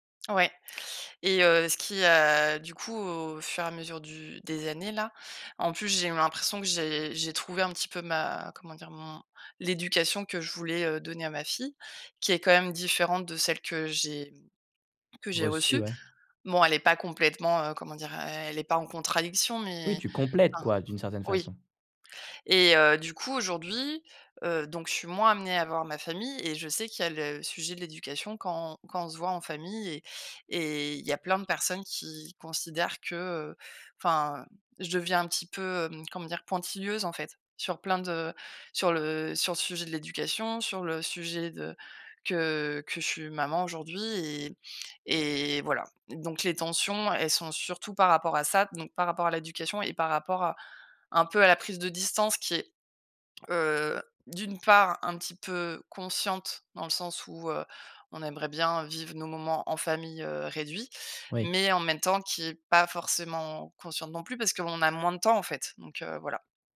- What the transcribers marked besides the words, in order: none
- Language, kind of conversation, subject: French, advice, Comment concilier mes valeurs personnelles avec les attentes de ma famille sans me perdre ?